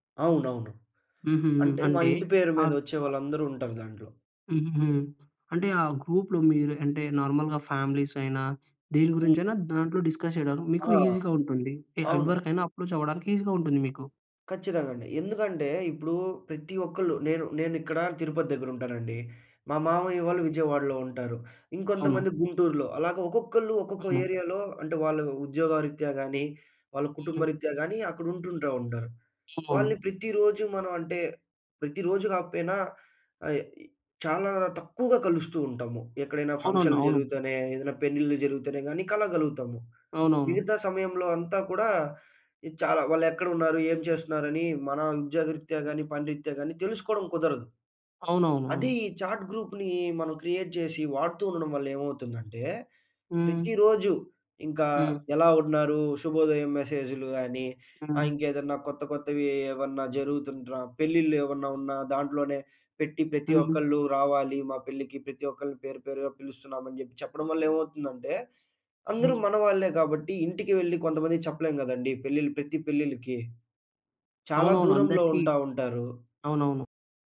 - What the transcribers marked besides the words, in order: other background noise; in English: "గ్రూప్‌లో"; in English: "నార్మల్‌గా ఫ్యామిలీస్"; in English: "డిస్కస్"; other noise; in English: "ఈసీ‌గా"; in English: "అప్రోచ్"; in English: "ఈసీ‌గా"; in English: "ఏరియా‌లో"; in English: "చాట్ గ్రూప్‌ని"; in English: "క్రియేట్"
- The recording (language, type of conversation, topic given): Telugu, podcast, మీరు చాట్‌గ్రూప్‌ను ఎలా నిర్వహిస్తారు?